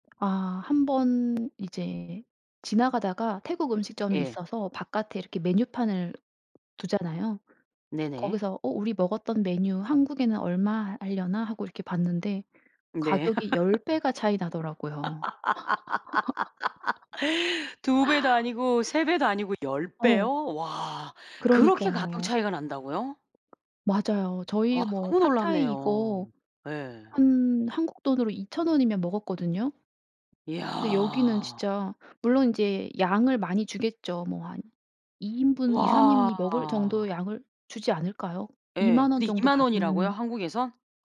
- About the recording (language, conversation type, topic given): Korean, podcast, 여행하며 느낀 문화 차이를 들려주실 수 있나요?
- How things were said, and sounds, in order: other background noise; tapping; laugh; laugh